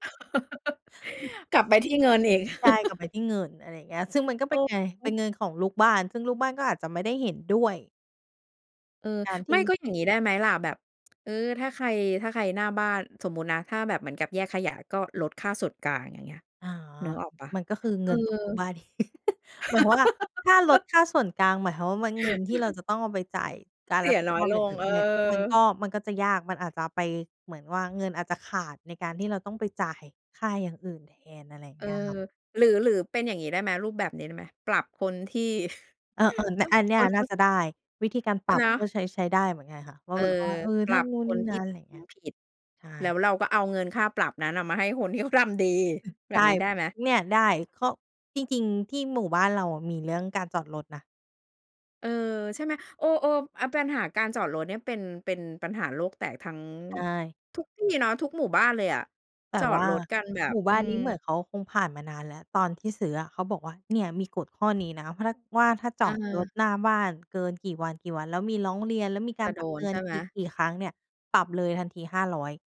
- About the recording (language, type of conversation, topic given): Thai, podcast, คุณคิดว่า “ความรับผิดชอบร่วมกัน” ในชุมชนหมายถึงอะไร?
- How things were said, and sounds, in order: laugh; laugh; tsk; laugh; laugh; "งั้น" said as "มั้น"; chuckle; chuckle; unintelligible speech